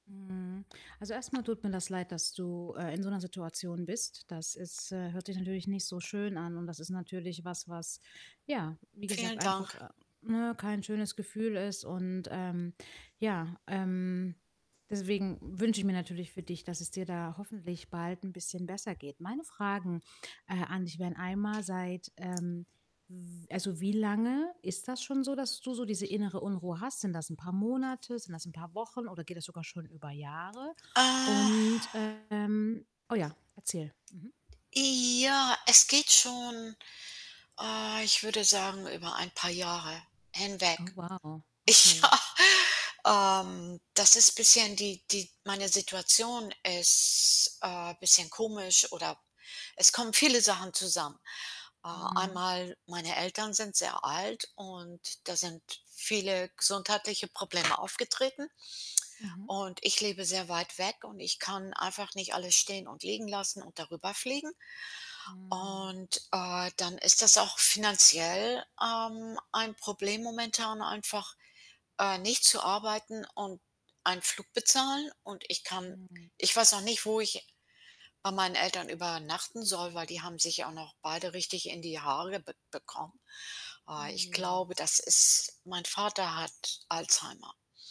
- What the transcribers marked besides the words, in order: distorted speech; other background noise; tapping; static; drawn out: "Äh"; laughing while speaking: "Ja"; drawn out: "ist"
- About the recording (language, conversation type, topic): German, advice, Wie würdest du dein Gefühl innerer Unruhe ohne klaren Grund beschreiben?